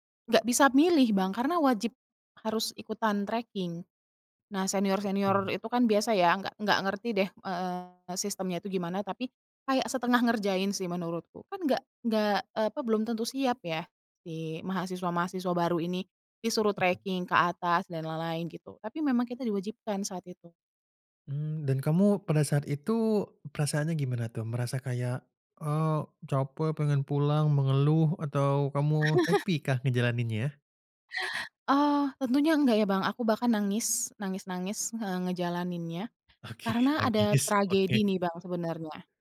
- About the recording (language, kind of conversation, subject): Indonesian, podcast, Bagaimana pengalamanmu menyaksikan matahari terbit di alam bebas?
- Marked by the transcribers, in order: chuckle; put-on voice: "eee, capek, pengen pulang, mengeluh"; in English: "happy"; chuckle; tapping; laughing while speaking: "Oke, nangis, oke"